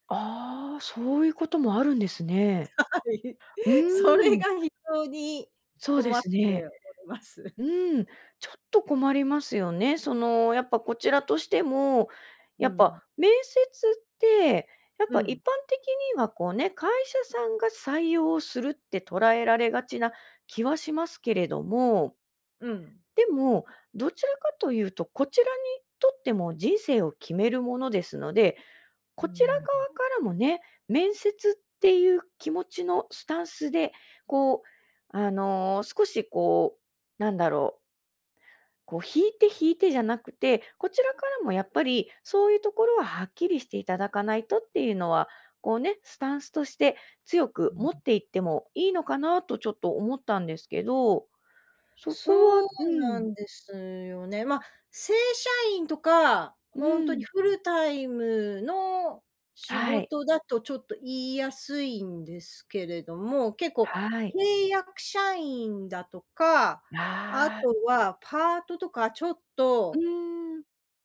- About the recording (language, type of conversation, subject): Japanese, advice, 面接で条件交渉や待遇の提示に戸惑っているとき、どう対応すればよいですか？
- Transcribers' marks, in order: laughing while speaking: "はい、それが非常に困っております"